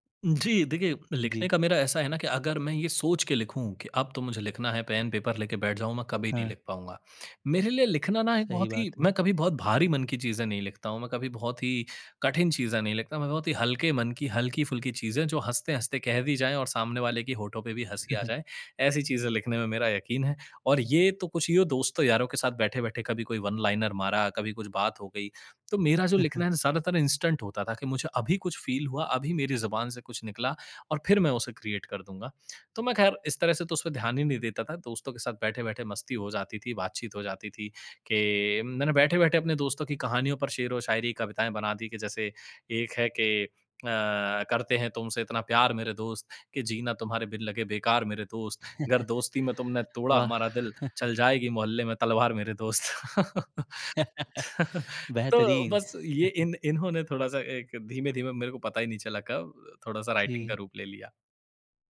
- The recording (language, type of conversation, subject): Hindi, podcast, किस शौक में आप इतना खो जाते हैं कि समय का पता ही नहीं चलता?
- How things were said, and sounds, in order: in English: "पेन, पेपर"; chuckle; in English: "वन लाइनर"; chuckle; in English: "इंस्टेंट"; in English: "फ़ील"; in English: "क्रिएट"; chuckle; chuckle; laugh; chuckle; in English: "राइटिंग"